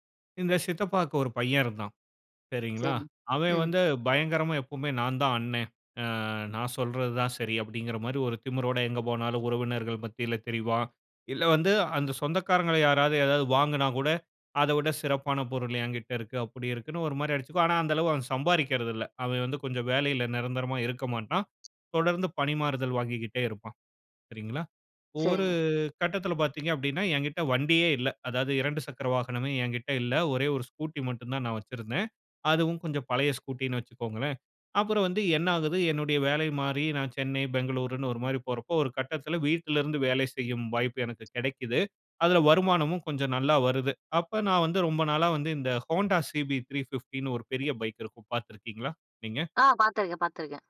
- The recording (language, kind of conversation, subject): Tamil, podcast, நீங்கள் உங்கள் வரம்புகளை எங்கே வரையறுக்கிறீர்கள்?
- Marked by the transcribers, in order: other noise